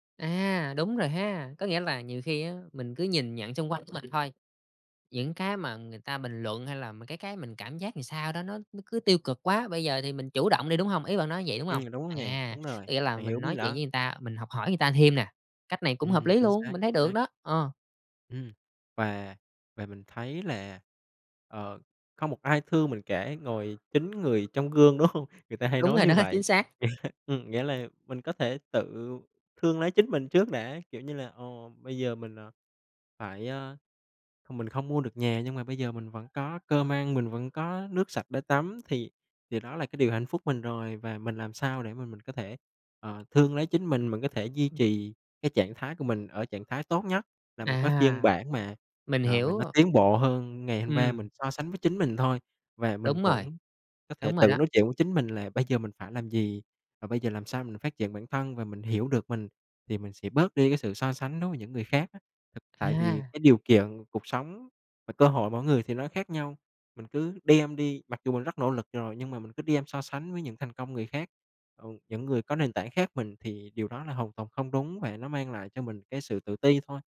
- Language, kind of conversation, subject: Vietnamese, advice, Việc so sánh bản thân trên mạng xã hội đã khiến bạn giảm tự tin và thấy mình kém giá trị như thế nào?
- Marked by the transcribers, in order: other background noise; tapping; laughing while speaking: "đúng hông?"; chuckle; laughing while speaking: "rồi đó"